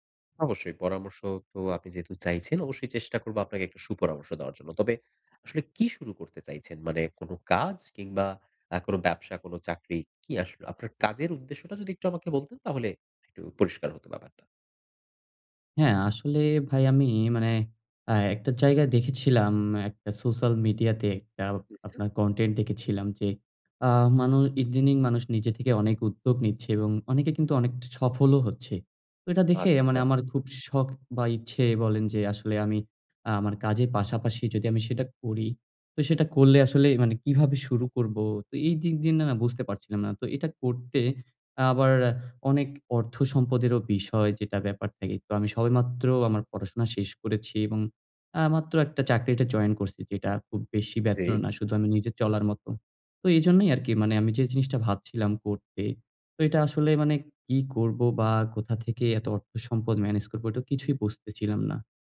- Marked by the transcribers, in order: "সোশ্যাল" said as "সোছ্যাল"; in English: "কনটেন্ট"; "চাকরিতে" said as "চাকরিটে"
- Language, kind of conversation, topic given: Bengali, advice, কাজের জন্য পর্যাপ্ত সম্পদ বা সহায়তা চাইবেন কীভাবে?